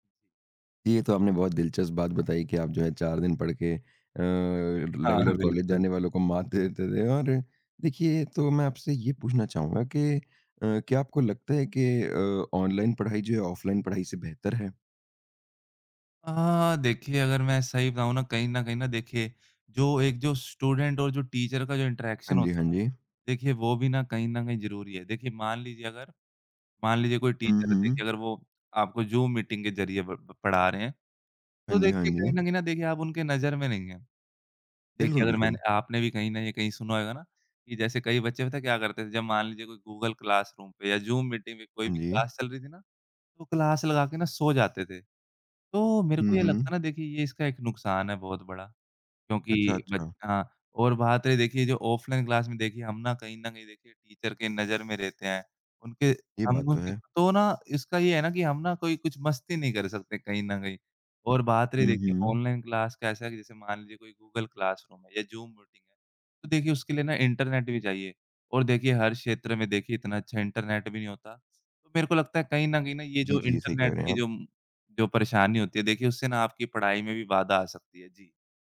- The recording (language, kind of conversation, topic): Hindi, podcast, ऑनलाइन पढ़ाई ने आपकी सीखने की आदतें कैसे बदलीं?
- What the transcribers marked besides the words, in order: tapping; in English: "रेगुलर"; laughing while speaking: "मात"; in English: "स्टूडेंट"; in English: "टीचर"; in English: "इंटरैक्शन"; in English: "टीचर"; in English: "मीटिंग"; in English: "क्लास"; in English: "क्लास"; in English: "क्लास"; in English: "टीचर"; other background noise; in English: "क्लास"